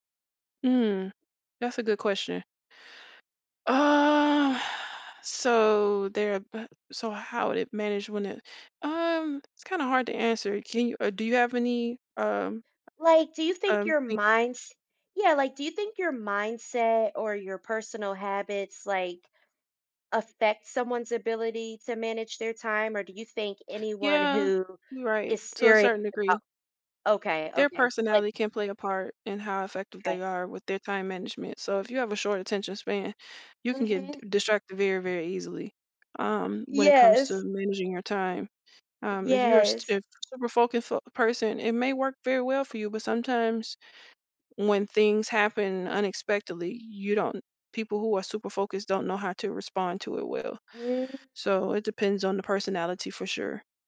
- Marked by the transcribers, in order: drawn out: "Uh"; sigh; drawn out: "um"; background speech; other background noise; drawn out: "Mm"
- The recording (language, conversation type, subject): English, podcast, What strategies can help people manage their time more effectively?